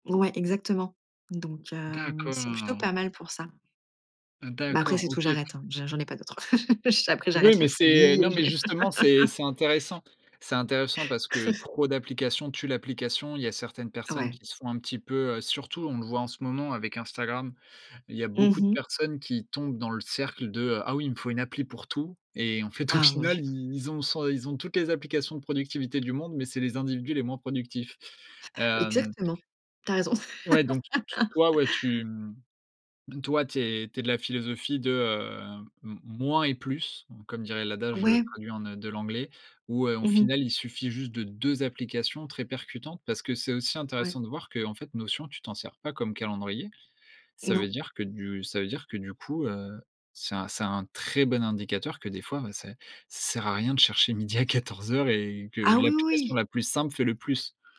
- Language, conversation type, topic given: French, podcast, Quelle petite habitude a changé ta vie, et pourquoi ?
- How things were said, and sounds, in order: laugh; chuckle; laugh; stressed: "très"; laughing while speaking: "midi à quatorze heures"